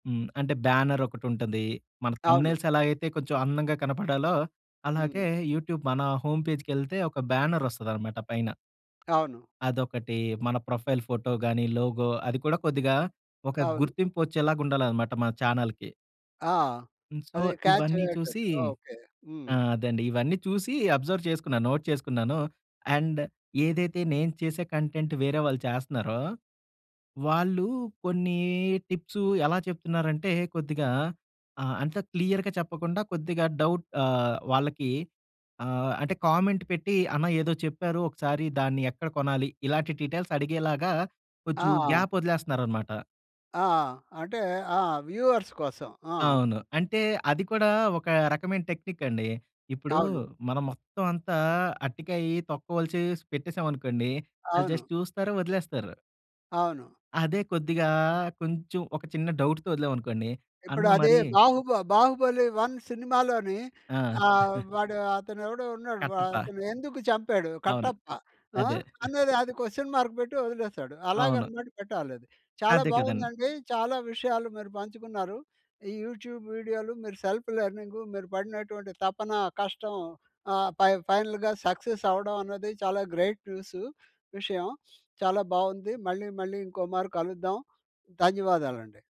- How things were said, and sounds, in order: in English: "థంబ్‌నెయిల్స్"; in English: "యూట్యూబ్"; in English: "హోమ్ పేజ్‌కెళ్తే"; tapping; in English: "ప్రొఫైల్"; in English: "లోగో"; in English: "చానల్‌కి"; in English: "క్యాచ్"; in English: "సో"; in English: "అబ్జర్వ్"; in English: "నోట్"; in English: "అండ్"; in English: "కంటెంట్"; in English: "టిప్స్"; in English: "క్లియర్‌గా"; in English: "డౌట్"; in English: "కామెంట్"; in English: "డీటెయిల్స్"; in English: "గ్యాప్"; in English: "వ్యూవర్స్"; in English: "టెక్నిక్"; in English: "జస్ట్"; in English: "డౌట్‌తో"; giggle; in English: "క్వెషన్ మార్క్"; giggle; in English: "యూట్యూబ్"; in English: "సెల్ఫ్"; other background noise; in English: "ఫైనల్‌గా సక్సెస్"; in English: "గ్రేట్"; sniff
- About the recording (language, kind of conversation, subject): Telugu, podcast, స్వీయ అభ్యాసం కోసం మీ రోజువారీ విధానం ఎలా ఉంటుంది?